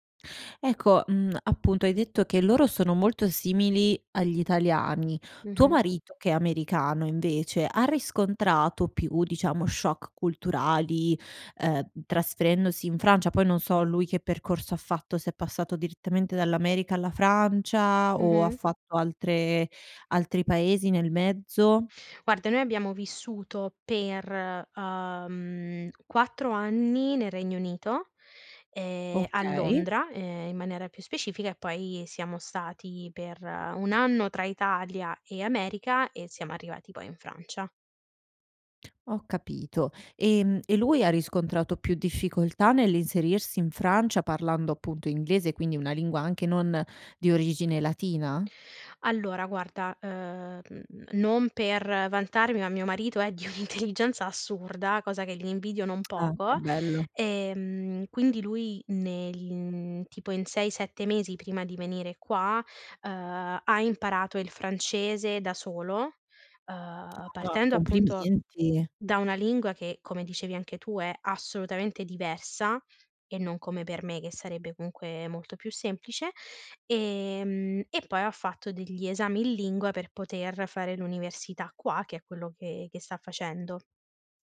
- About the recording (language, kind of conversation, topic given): Italian, podcast, Che ruolo ha la lingua nella tua identità?
- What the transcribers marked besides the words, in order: other background noise; laughing while speaking: "un'intelligenza"; tapping